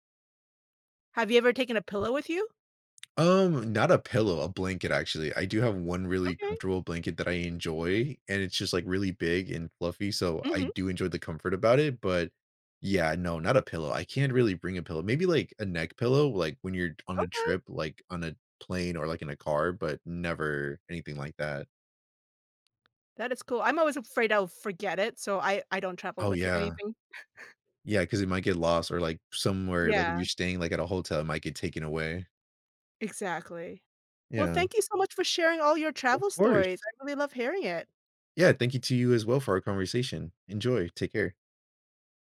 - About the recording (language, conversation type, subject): English, unstructured, How can I keep my sleep and workouts on track while traveling?
- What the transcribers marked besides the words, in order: other background noise; chuckle